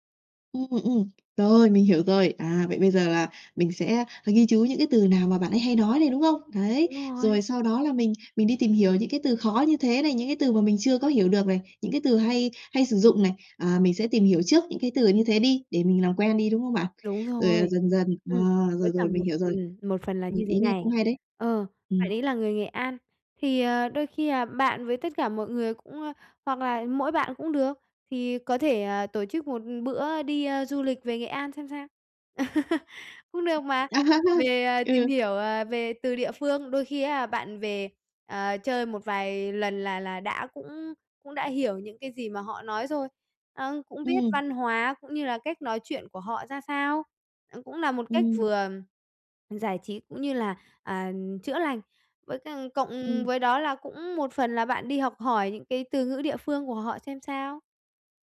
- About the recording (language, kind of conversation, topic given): Vietnamese, advice, Bạn gặp những khó khăn gì khi giao tiếp hằng ngày do rào cản ngôn ngữ?
- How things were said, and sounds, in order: tapping; laugh; other background noise; laugh